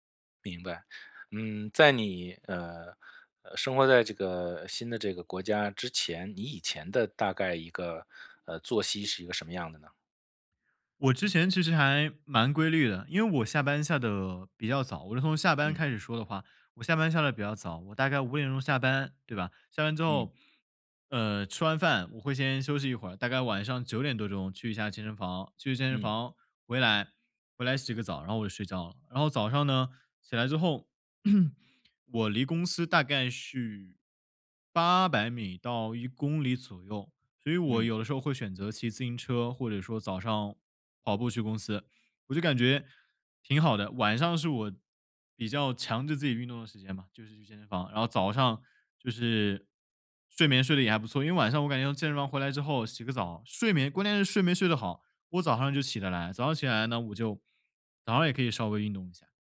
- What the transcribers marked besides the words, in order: tapping; throat clearing
- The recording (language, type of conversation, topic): Chinese, advice, 如何通过优化恢复与睡眠策略来提升运动表现？